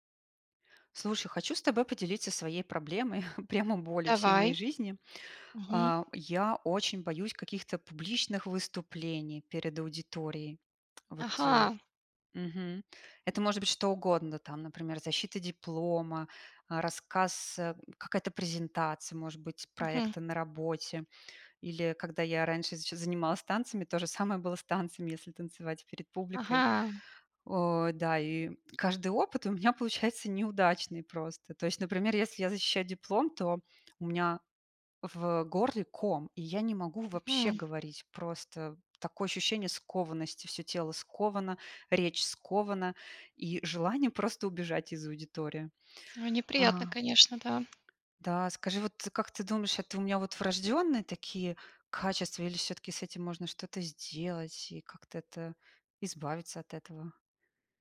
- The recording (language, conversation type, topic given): Russian, advice, Как преодолеть страх выступать перед аудиторией после неудачного опыта?
- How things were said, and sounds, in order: chuckle; tapping; other background noise